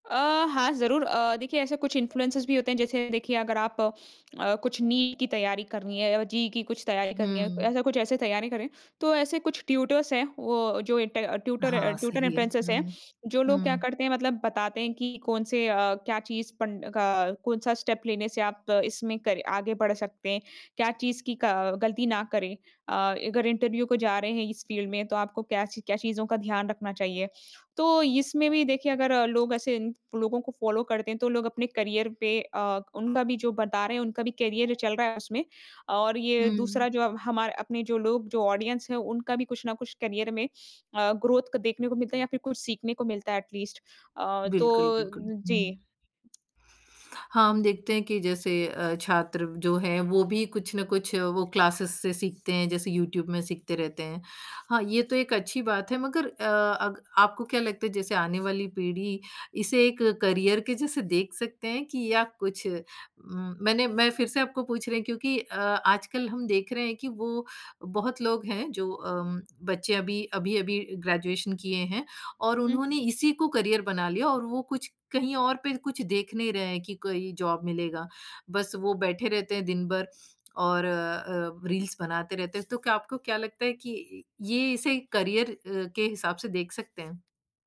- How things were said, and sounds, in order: in English: "इन्फ्लुएंसर्स"; in English: "ट्यूटर्स"; in English: "ट ट्यूटर"; tapping; in English: "ट्यूटर इन्फ्लुएंसर्स"; in English: "स्टेप"; in English: "फ़ील्ड"; in English: "फ़ॉलो"; in English: "करियर"; in English: "करियर"; in English: "ऑडियंस"; in English: "करियर"; in English: "ग्रोथ"; in English: "एट लीस्ट"; in English: "क्लासेस"; in English: "करियर"; in English: "करियर"; in English: "जॉब"; in English: "रील्स"; in English: "करियर"
- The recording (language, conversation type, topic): Hindi, podcast, क्या सोशल मीडिया ने सफलता की हमारी धारणा बदल दी है?